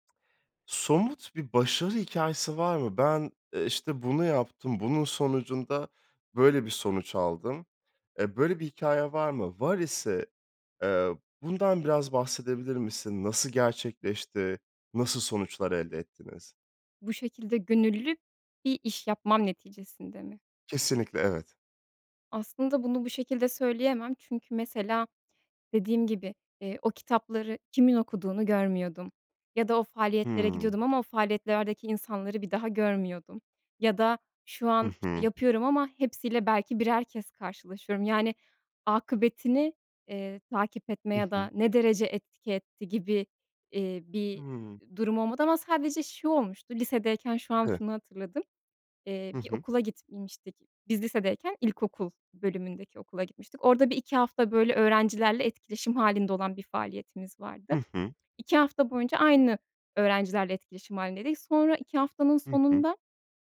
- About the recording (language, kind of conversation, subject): Turkish, podcast, İnsanları gönüllü çalışmalara katılmaya nasıl teşvik edersin?
- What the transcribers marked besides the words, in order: "gitmiştik" said as "gitimiştik"